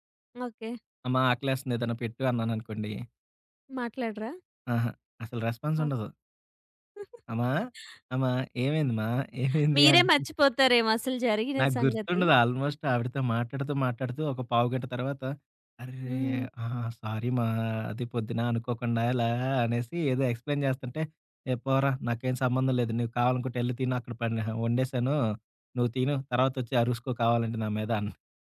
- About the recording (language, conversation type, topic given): Telugu, podcast, మీ కుటుంబంలో ప్రేమను సాధారణంగా ఎలా తెలియజేస్తారు?
- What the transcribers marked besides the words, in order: giggle; giggle; in English: "ఆల్మోస్ట్"; in English: "సారీ"; in English: "ఎక్స్‌ప్లైన్"